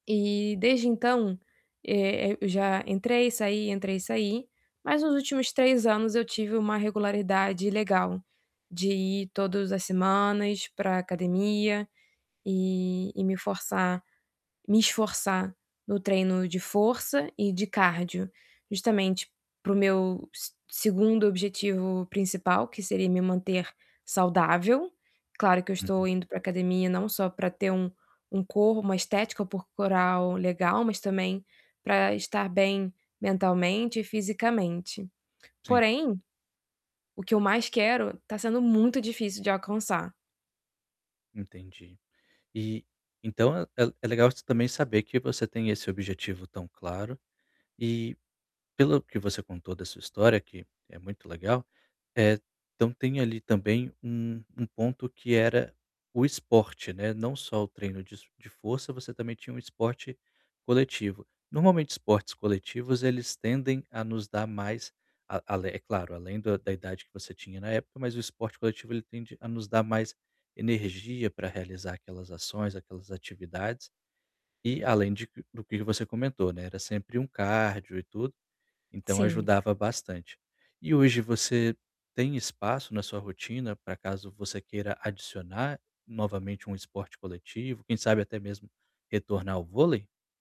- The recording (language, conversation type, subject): Portuguese, advice, Como posso superar um platô de desempenho nos treinos?
- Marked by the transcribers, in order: static; tapping; other background noise